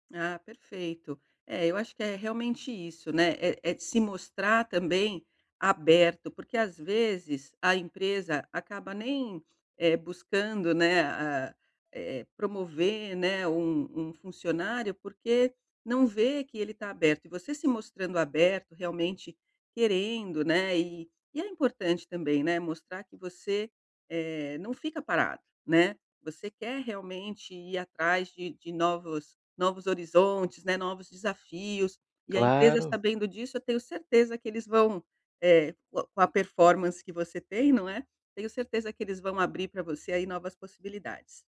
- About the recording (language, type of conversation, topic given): Portuguese, advice, Como posso definir metas de carreira claras e alcançáveis?
- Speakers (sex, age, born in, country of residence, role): female, 50-54, Brazil, Portugal, advisor; male, 35-39, Brazil, Spain, user
- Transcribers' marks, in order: none